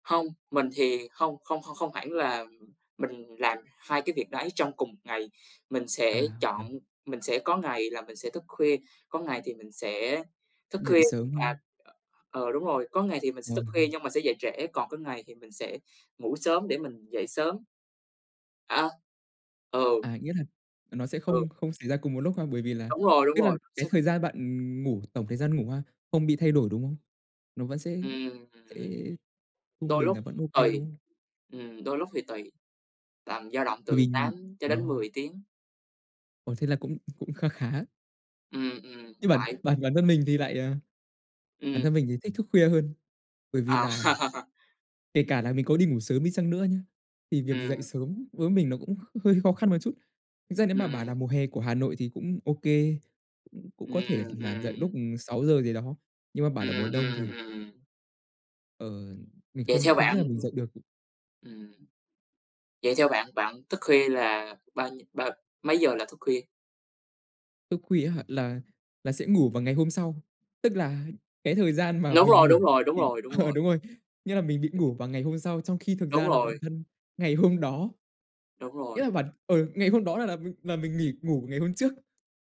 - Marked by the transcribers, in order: other noise; other background noise; laugh; tapping; laughing while speaking: "ờ"
- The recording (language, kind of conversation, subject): Vietnamese, unstructured, Bạn thích dậy sớm hay thức khuya hơn?
- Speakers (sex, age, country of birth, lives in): male, 20-24, Vietnam, Vietnam; male, 20-24, Vietnam, Vietnam